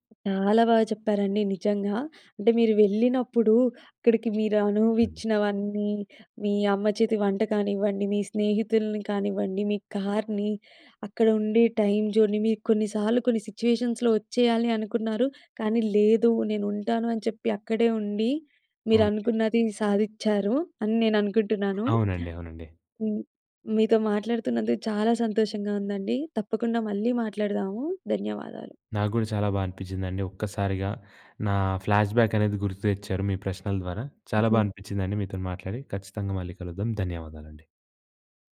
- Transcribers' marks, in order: in English: "కార్‌ని"; in English: "టైమ్ జోన్‍ని"; in English: "సిట్యుయేషన్స్‌లో"; other noise; in English: "ఫ్లాష్‌బ్యాక్"
- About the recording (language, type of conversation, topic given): Telugu, podcast, వలస వెళ్లినప్పుడు మీరు ఏదైనా కోల్పోయినట్టుగా అనిపించిందా?